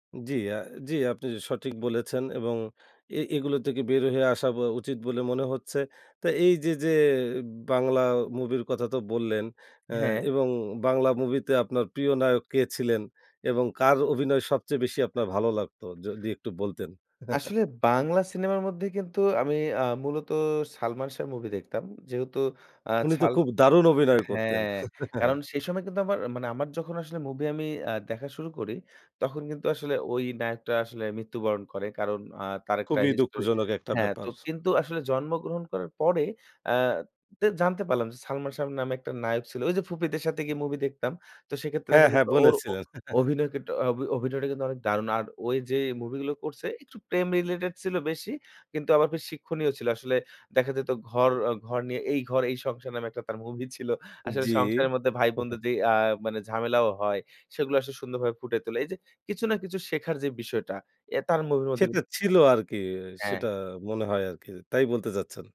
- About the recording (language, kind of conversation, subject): Bengali, podcast, কোনো সিনেমা বা গান কি কখনো আপনাকে অনুপ্রাণিত করেছে?
- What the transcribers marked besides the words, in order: chuckle; tapping; chuckle; chuckle; chuckle